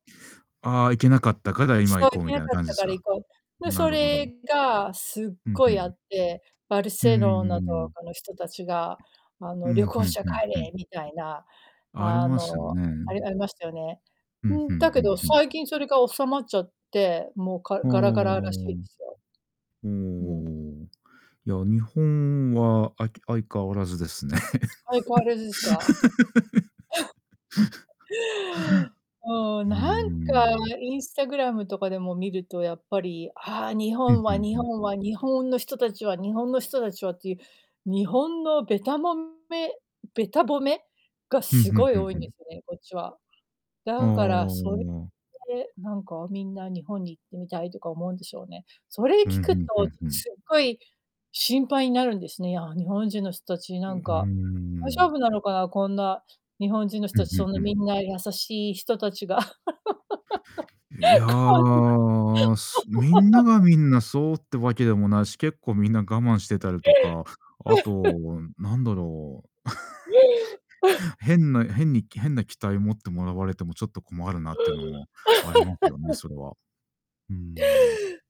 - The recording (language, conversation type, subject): Japanese, unstructured, あなたにとってお祭りにはどんな意味がありますか？
- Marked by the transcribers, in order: chuckle; laugh; distorted speech; laugh; laughing while speaking: "こんなに"; laugh; laugh; chuckle; laugh; laugh